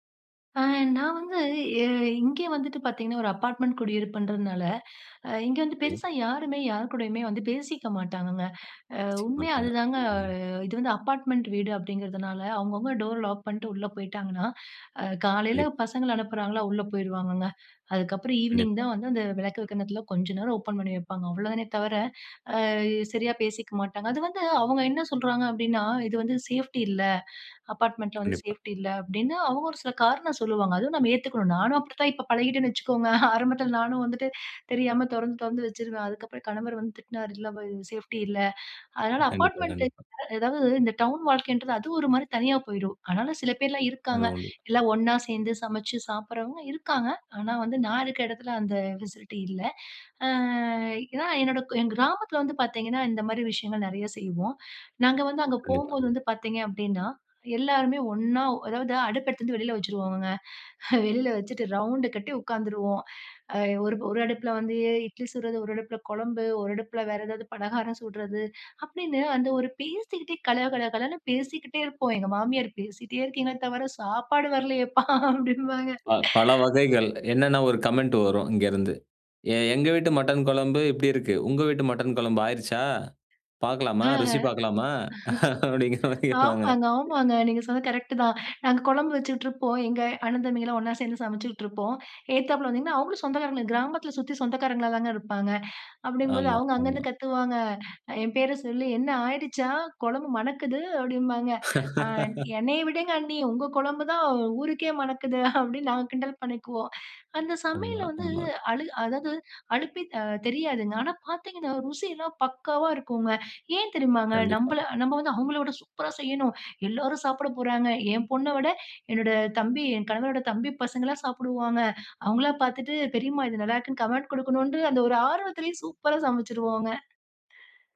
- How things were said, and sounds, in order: "வந்து" said as "வங்கு"; unintelligible speech; other background noise; "வைக்கிற" said as "வெக்கர"; other noise; laugh; unintelligible speech; in English: "ஃபெசிலிட்டி"; drawn out: "அ"; laughing while speaking: "வெளியில வச்சுட்டு"; laughing while speaking: "சாப்பாடு வரலையேப்பா! அப்படின்பாங்க"; chuckle; laughing while speaking: "அப்படிங்கிற மாதிரி கேட்பாங்க"; put-on voice: "என்ன ஆயிடுச்சா? குழம்பு மணக்குது"; laugh; laughing while speaking: "அப்படின்னு நாங்க கிண்டல் பண்ணிக்குவோம்"
- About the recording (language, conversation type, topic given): Tamil, podcast, ஒரு குடும்பம் சார்ந்த ருசியான சமையல் நினைவு அல்லது கதையைப் பகிர்ந்து சொல்ல முடியுமா?